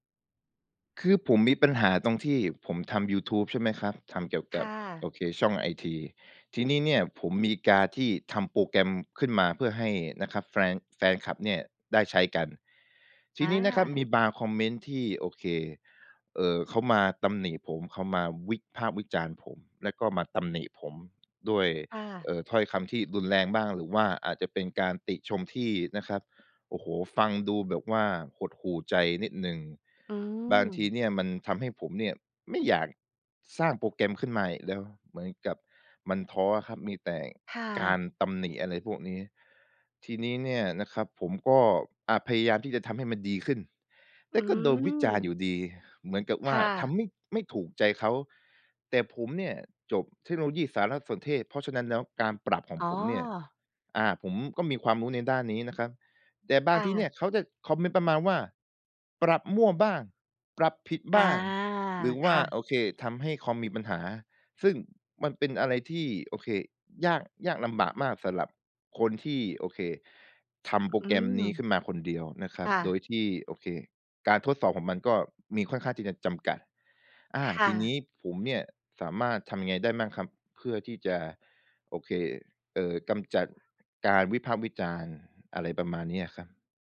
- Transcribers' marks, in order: none
- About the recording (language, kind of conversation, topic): Thai, advice, คุณเคยได้รับคำวิจารณ์เกี่ยวกับงานสร้างสรรค์ของคุณบนสื่อสังคมออนไลน์ในลักษณะไหนบ้าง?
- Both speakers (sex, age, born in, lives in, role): female, 35-39, Thailand, Thailand, advisor; male, 25-29, Thailand, Thailand, user